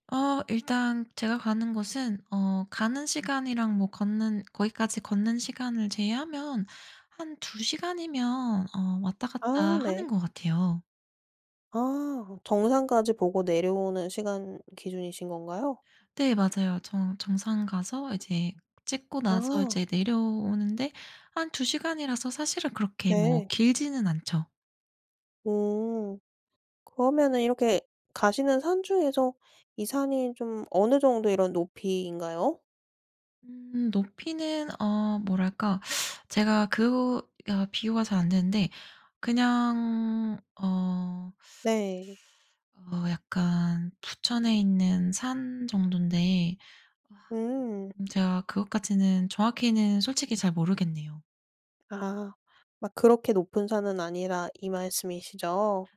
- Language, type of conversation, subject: Korean, podcast, 등산이나 트레킹은 어떤 점이 가장 매력적이라고 생각하시나요?
- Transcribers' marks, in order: none